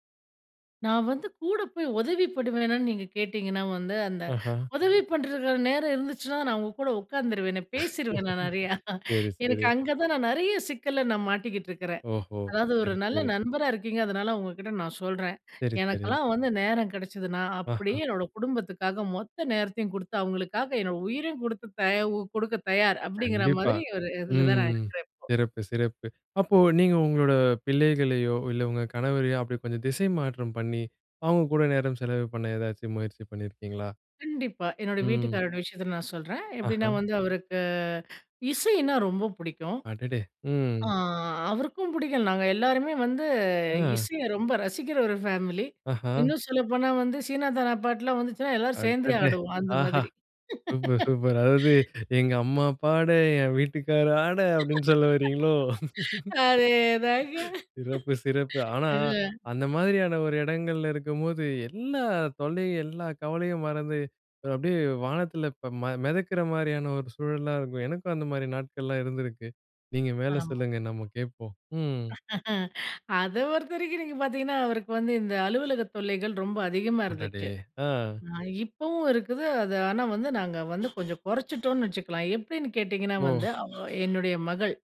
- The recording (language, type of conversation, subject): Tamil, podcast, ஒரு பெரிய பிரச்சினையை கலை வழியாக நீங்கள் எப்படி தீர்வாக மாற்றினீர்கள்?
- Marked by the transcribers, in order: laughing while speaking: "பேசிருவேனே நான் நெறையா"; laugh; inhale; drawn out: "ம்"; drawn out: "ம்"; laughing while speaking: "சூப்பர், சூப்பர். அதாவது எங்க அம்மா … சொல்லவரீங்களோ! சிறப்பு, சிறப்பு"; laugh; laugh; drawn out: "அதே தாங்க"; laugh; inhale; drawn out: "ம்"; laughing while speaking: "அத பொறுத்தவரைக்கும் நீங்க பார்த்தீங்கன்னா, அவருக்கு வந்து"; bird